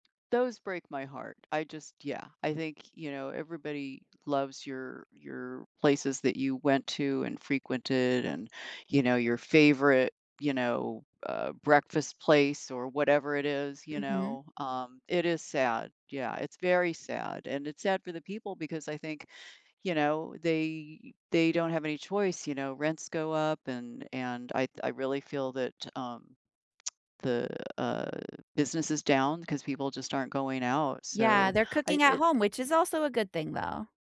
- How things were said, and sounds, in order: tsk
- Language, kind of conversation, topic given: English, unstructured, What is something surprising about the way we cook today?